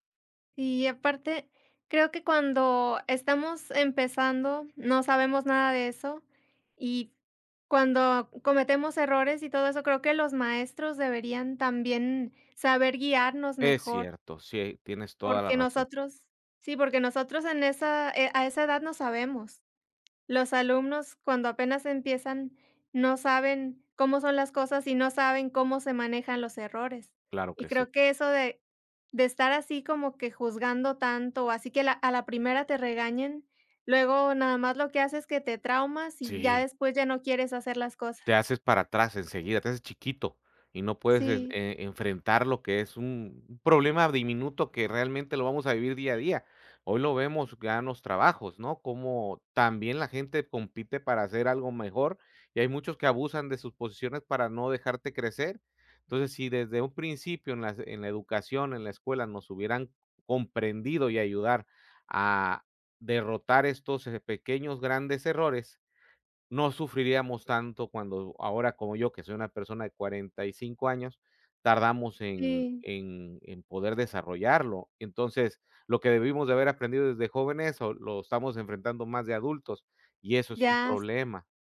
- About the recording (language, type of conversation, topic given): Spanish, unstructured, ¿Alguna vez has sentido que la escuela te hizo sentir menos por tus errores?
- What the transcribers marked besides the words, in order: none